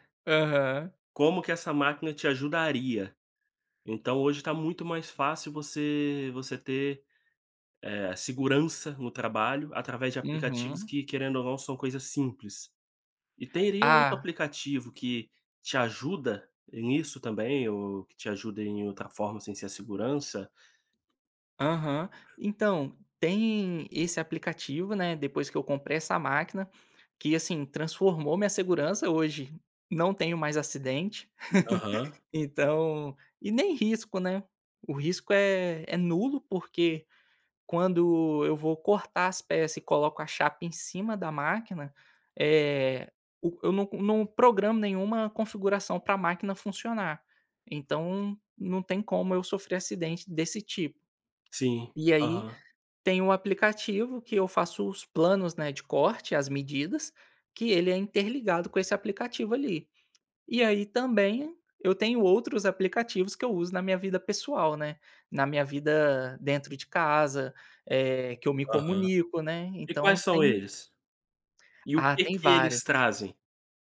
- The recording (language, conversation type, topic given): Portuguese, podcast, Como você equilibra trabalho e vida pessoal com a ajuda de aplicativos?
- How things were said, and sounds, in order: other background noise; chuckle; tapping